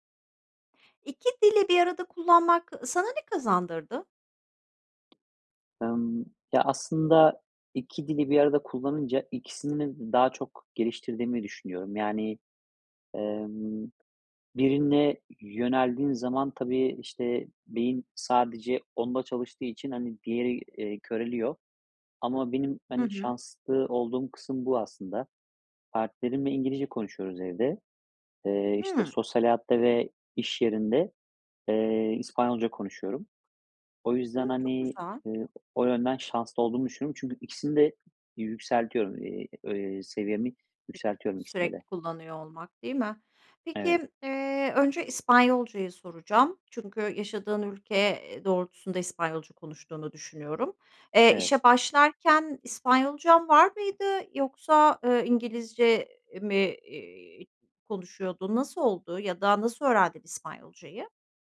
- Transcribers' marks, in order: other background noise; tapping
- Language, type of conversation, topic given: Turkish, podcast, İki dili bir arada kullanmak sana ne kazandırdı, sence?